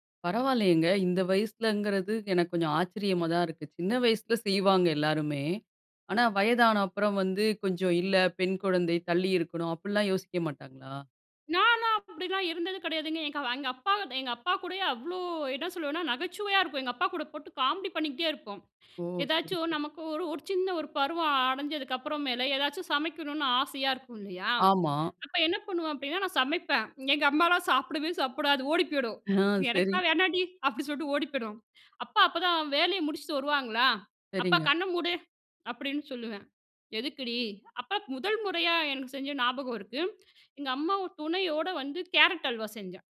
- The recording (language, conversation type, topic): Tamil, podcast, உங்கள் குழந்தைப் பருவத்தில் உங்களுக்கு உறுதுணையாக இருந்த ஹீரோ யார்?
- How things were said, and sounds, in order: other background noise; inhale; inhale; laughing while speaking: "ஆ, சரி"; inhale; inhale